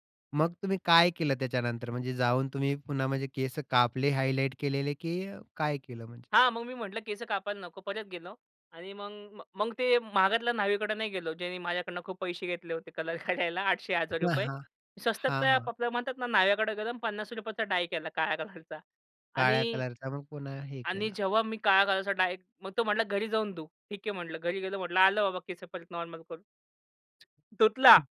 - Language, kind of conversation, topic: Marathi, podcast, कुटुंबाचा तुमच्या पेहरावाच्या पद्धतीवर कितपत प्रभाव पडला आहे?
- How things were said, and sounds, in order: other background noise; laughing while speaking: "करायला"; unintelligible speech; stressed: "धुतला"